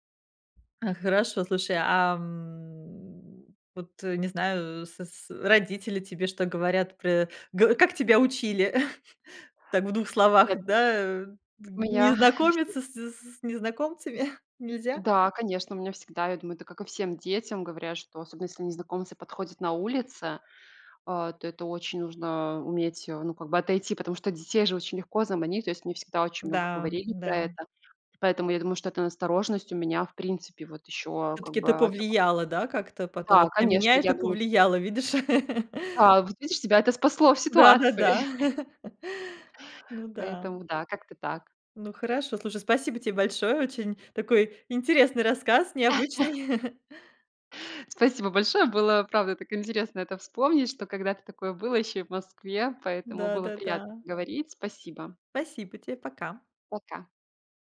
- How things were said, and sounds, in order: tapping; drawn out: "м"; chuckle; chuckle; chuckle; chuckle; chuckle
- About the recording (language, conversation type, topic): Russian, podcast, Как ты познакомился(ась) с незнакомцем, который помог тебе найти дорогу?